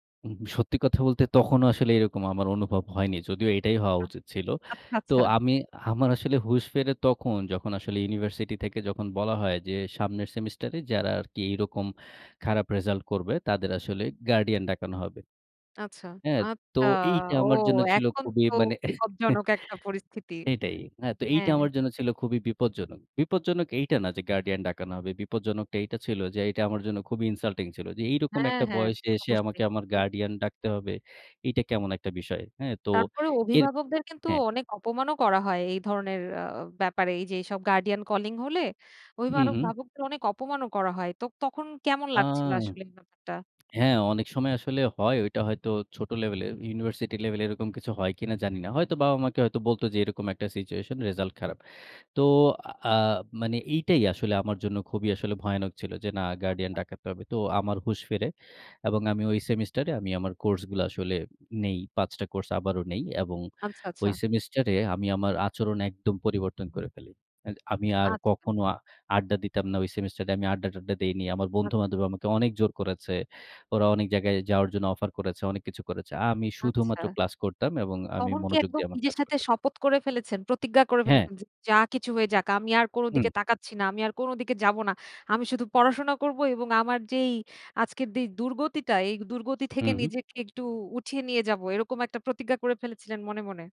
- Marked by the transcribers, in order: chuckle; in English: "ইনসাল্টিং"; other background noise
- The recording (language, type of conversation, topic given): Bengali, podcast, একটি ব্যর্থতা থেকে আপনি কী শিখেছেন, তা কি শেয়ার করবেন?